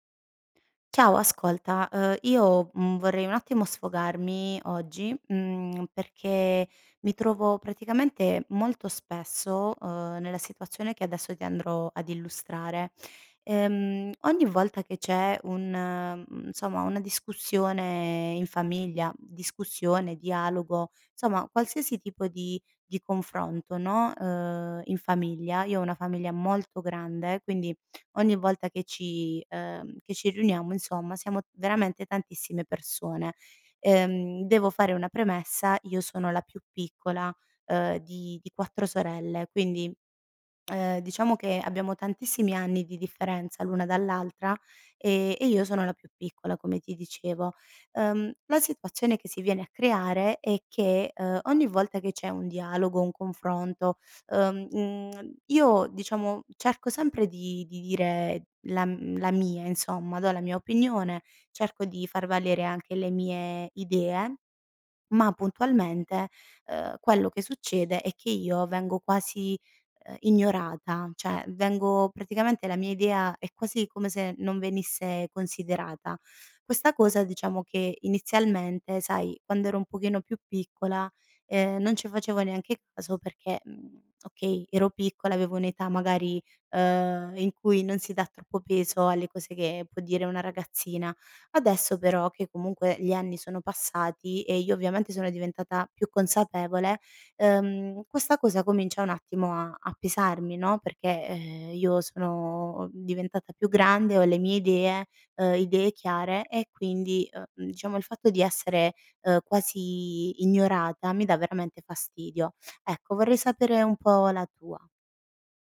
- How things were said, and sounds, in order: "insomma" said as "nzomma"; "insomma" said as "nzomma"; "insomma" said as "inzomma"; "cioè" said as "ceh"
- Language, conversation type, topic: Italian, advice, Come ti senti quando ti ignorano durante le discussioni in famiglia?